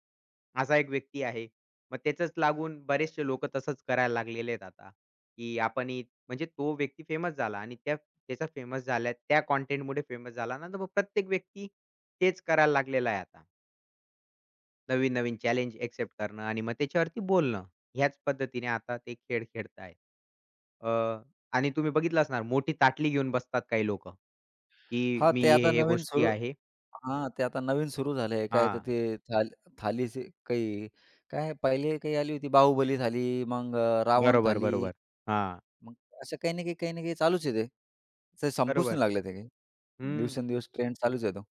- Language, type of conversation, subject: Marathi, podcast, व्हायरल चॅलेंज लोकांना इतके भुरळ का घालतात?
- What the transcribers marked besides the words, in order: in English: "फेमस"; in English: "फेमस"; in English: "फेमस"; tapping